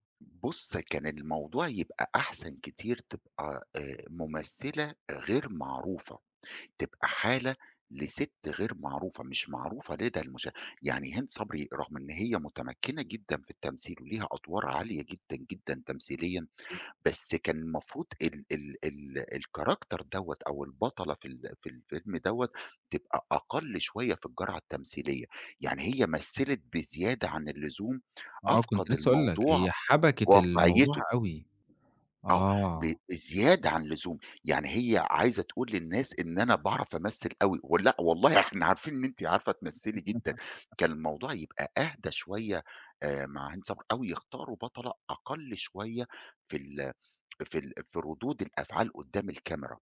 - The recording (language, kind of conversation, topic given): Arabic, podcast, إيه الفيلم أو المسلسل اللي حسّسك بالحنين ورجّعك لأيام زمان؟
- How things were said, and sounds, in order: tapping; in English: "الCharacter"; laugh